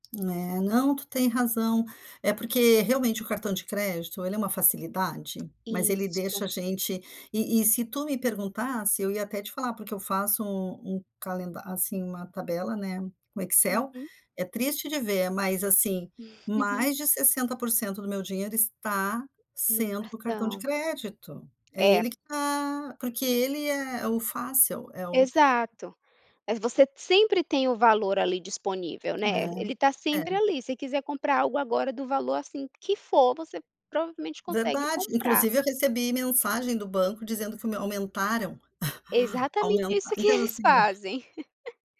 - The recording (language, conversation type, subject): Portuguese, advice, Como posso criar um fundo de emergência para lidar com imprevistos?
- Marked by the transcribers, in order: tapping; chuckle; other background noise; chuckle; laugh